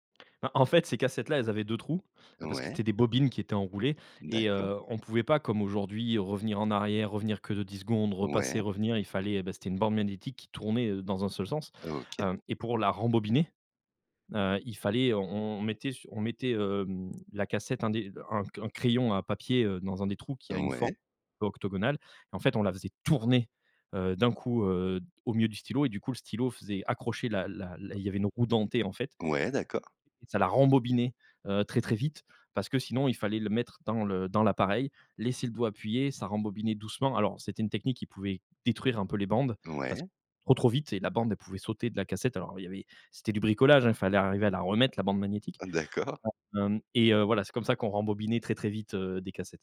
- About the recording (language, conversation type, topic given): French, podcast, Quel album emmènerais-tu sur une île déserte ?
- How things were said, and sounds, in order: stressed: "tourner"; tapping; stressed: "détruire"; laughing while speaking: "D'accord"; other background noise